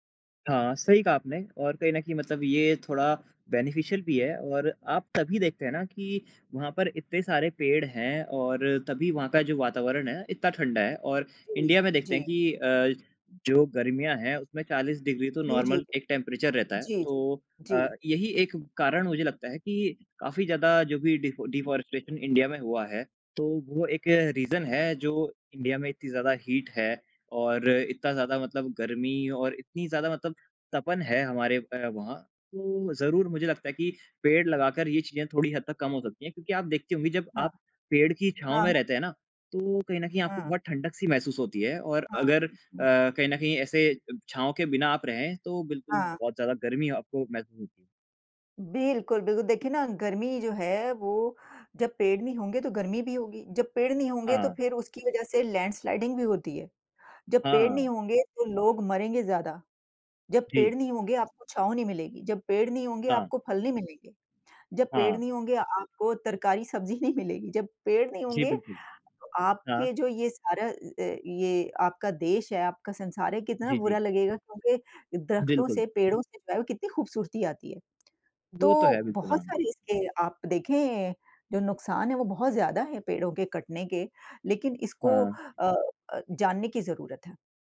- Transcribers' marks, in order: in English: "बेनिफिशियल"; other background noise; in English: "नॉर्मल"; in English: "टेंपरेचर"; in English: "डीफ़ॉ डीफ़ॉरेस्टेशन"; in English: "रीज़न"; in English: "हीट"; in English: "लैंडस्लाइडिंग"; laughing while speaking: "नहीं"
- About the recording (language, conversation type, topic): Hindi, unstructured, पेड़ों की कटाई से हमें क्या नुकसान होता है?